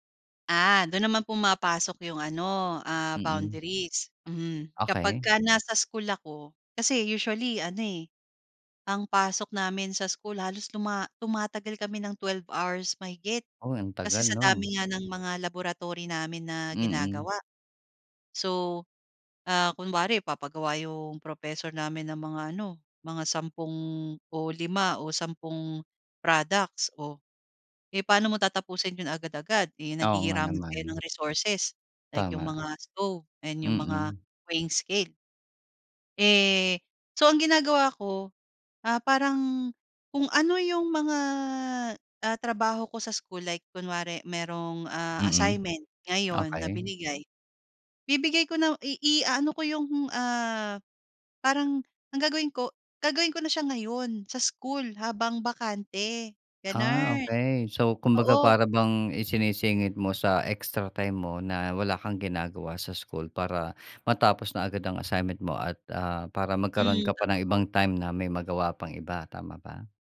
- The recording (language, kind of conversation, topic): Filipino, podcast, Puwede mo bang ikuwento kung paano nagsimula ang paglalakbay mo sa pag-aaral?
- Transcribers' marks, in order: tapping